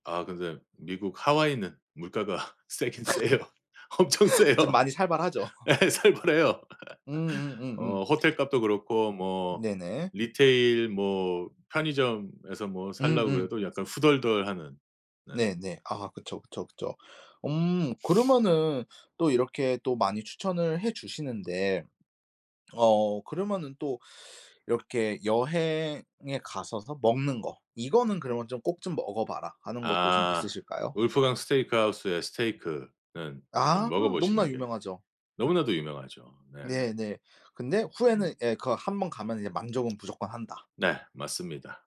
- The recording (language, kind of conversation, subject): Korean, podcast, 마음을 치유해 준 여행지는 어디였나요?
- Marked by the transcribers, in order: laughing while speaking: "물가가 세긴 세요. 엄청 세요. 네, 살벌해요"; laughing while speaking: "살벌하죠"; chuckle; in English: "리테일"; other background noise; in English: "울프강 스테이크 하우스의"; tapping